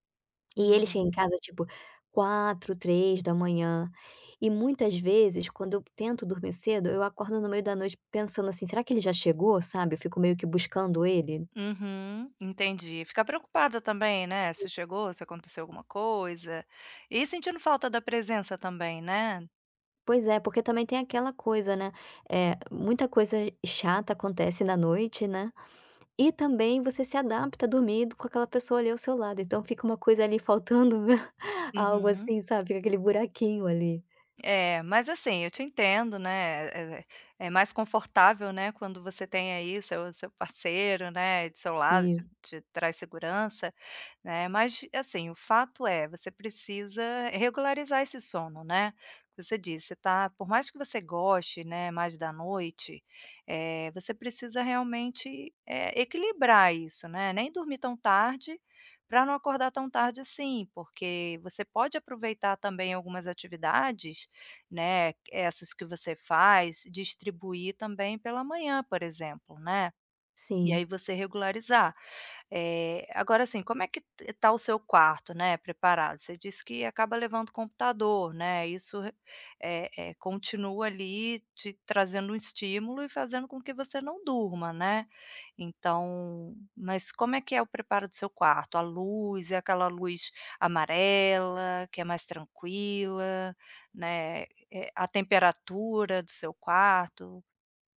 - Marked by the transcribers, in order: other background noise; laughing while speaking: "meu"; tapping
- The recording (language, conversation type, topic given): Portuguese, advice, Como posso melhorar os meus hábitos de sono e acordar mais disposto?